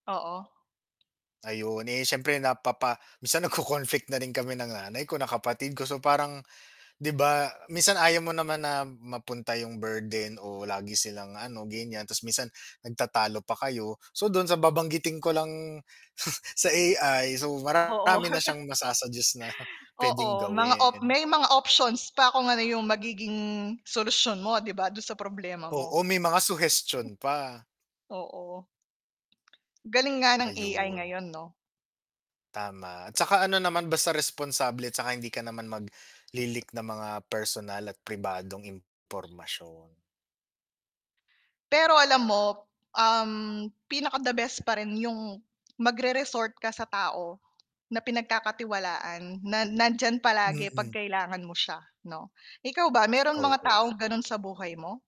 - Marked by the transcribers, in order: chuckle; distorted speech; laugh; static; tapping; in English: "resort"
- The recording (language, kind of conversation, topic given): Filipino, unstructured, Ano ang mga bagay na nagpapasaya sa iyo kahit may mga problema ka?